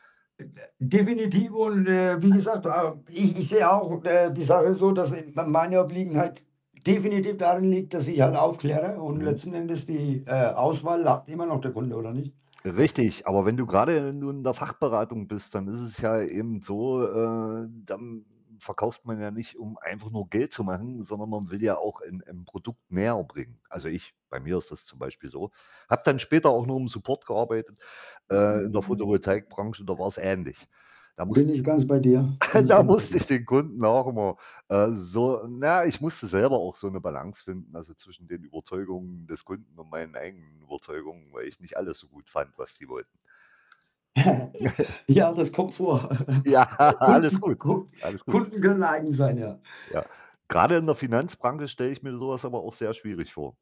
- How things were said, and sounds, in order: other background noise; static; chuckle; laughing while speaking: "da musste"; distorted speech; chuckle; laughing while speaking: "Ja"; laughing while speaking: "Ja"; laughing while speaking: "Ja"; giggle
- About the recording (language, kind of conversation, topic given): German, unstructured, Wann ist es wichtig, für deine Überzeugungen zu kämpfen?
- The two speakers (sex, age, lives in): male, 45-49, Germany; male, 50-54, Germany